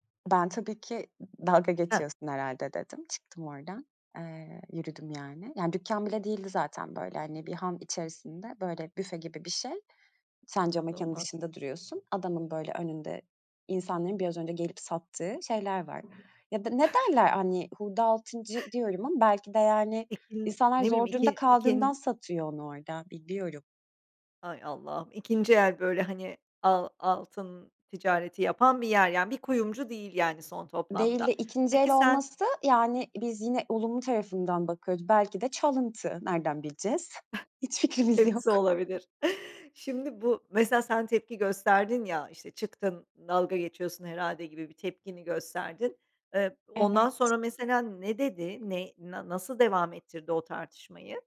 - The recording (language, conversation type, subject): Turkish, podcast, Yalnızca sizin ailenize özgü bir gelenek var mı, anlatır mısın?
- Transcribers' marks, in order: other background noise; chuckle; chuckle; laughing while speaking: "Hiç fikrimiz yok"